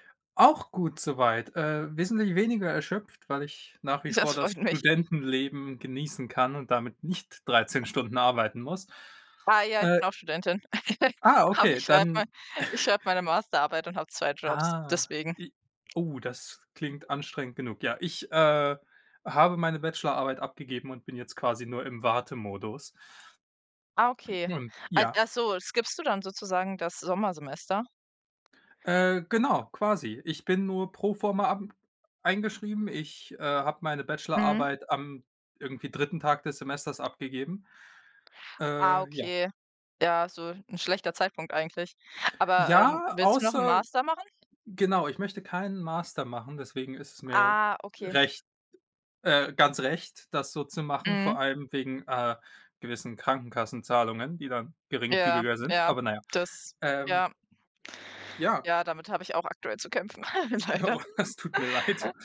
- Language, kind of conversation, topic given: German, unstructured, Wie beeinflussen soziale Medien deine Stimmung?
- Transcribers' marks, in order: laughing while speaking: "Das freut mich"; stressed: "nicht"; other background noise; giggle; chuckle; drawn out: "Ah"; chuckle; laughing while speaking: "leider"; snort; laughing while speaking: "Oh, das tut mir leid"